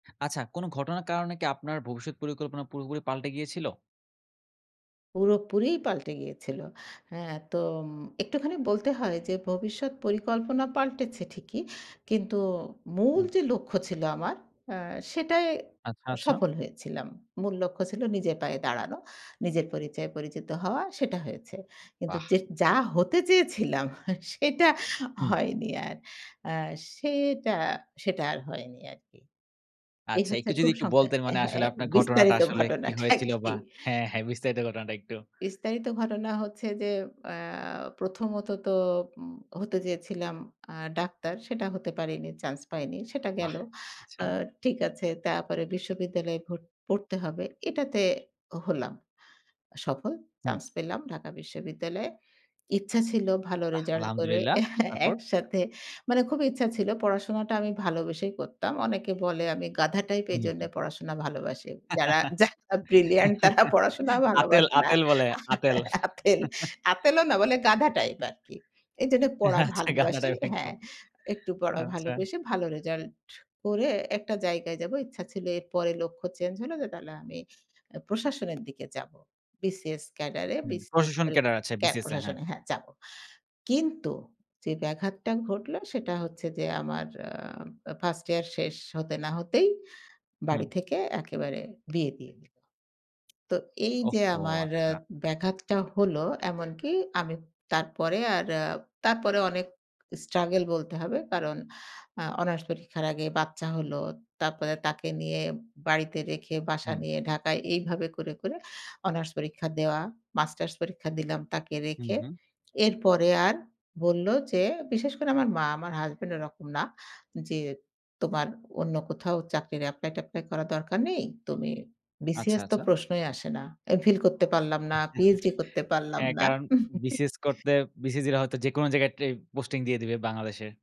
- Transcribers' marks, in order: tapping; laughing while speaking: "সেটা হয়নি"; laughing while speaking: "টা কি"; "আচ্ছা" said as "চ্ছা"; "তারপরে" said as "তাপরে"; horn; chuckle; laughing while speaking: "একসাথে"; laugh; laughing while speaking: "যারা ব্রিলিয়ান্ট তারা পড়াশোনা ভালোবাসে না। আ আতেল"; chuckle; other background noise; laughing while speaking: "আচ্ছা গাধ টাইপ একদম"; chuckle; chuckle
- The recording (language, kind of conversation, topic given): Bengali, podcast, কোনো ঘটনার কারণে কি তোমার ভবিষ্যৎ পরিকল্পনা পুরোপুরি বদলে গেছে?